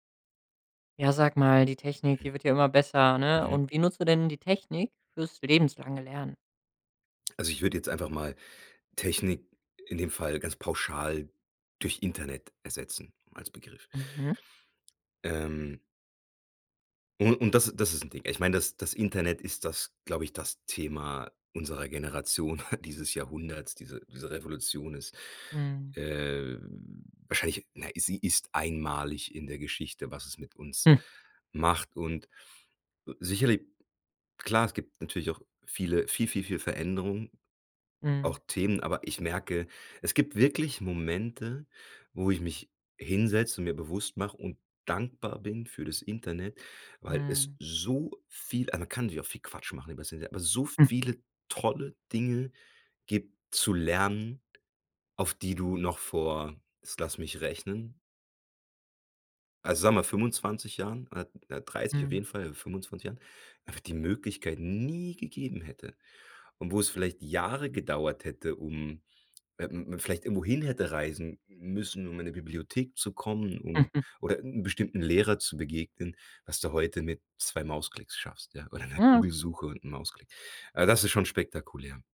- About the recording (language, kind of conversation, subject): German, podcast, Wie nutzt du Technik fürs lebenslange Lernen?
- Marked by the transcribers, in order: chuckle; chuckle; stressed: "so"; stressed: "tolle"; stressed: "nie"; other noise; chuckle